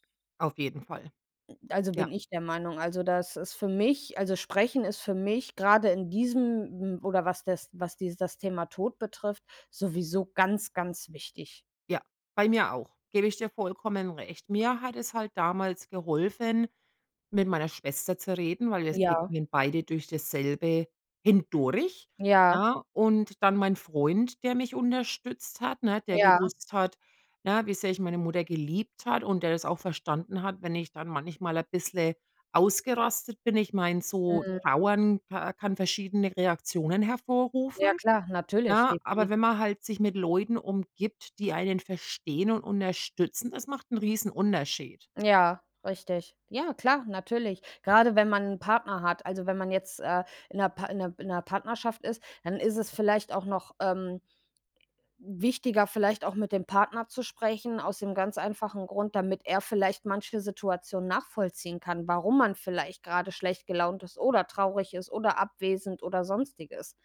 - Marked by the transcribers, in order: none
- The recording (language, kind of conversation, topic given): German, unstructured, Wie kann man mit Schuldgefühlen nach einem Todesfall umgehen?